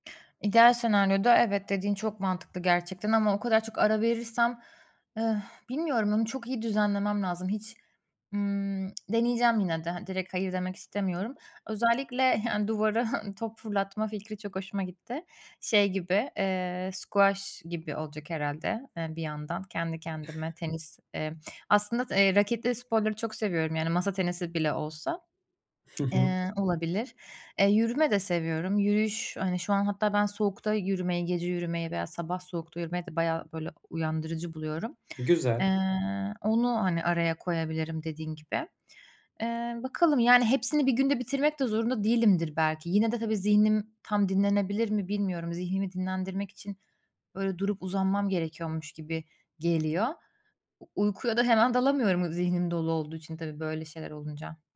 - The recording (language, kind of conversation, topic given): Turkish, advice, Yapılması gereken işlerden uzaklaşıp zihnimi nasıl dinlendirebilirim?
- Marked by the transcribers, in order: exhale; tapping; chuckle; in English: "squash"; other noise; background speech; other background noise